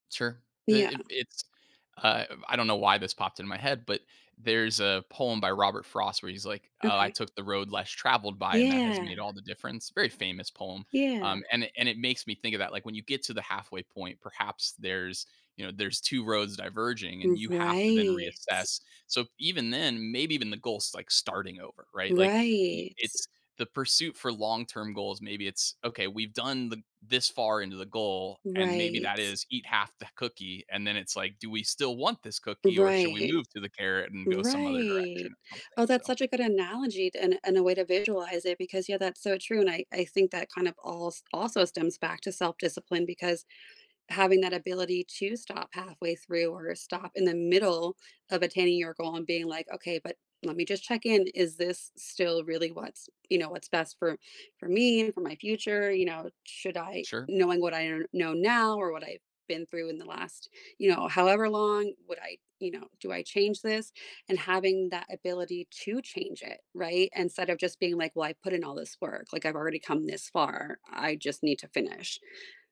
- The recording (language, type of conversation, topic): English, unstructured, How does self-discipline shape our ability to reach meaningful goals in life?
- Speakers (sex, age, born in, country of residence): female, 40-44, United States, United States; male, 40-44, United States, United States
- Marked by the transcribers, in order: other background noise; drawn out: "right"; drawn out: "Right"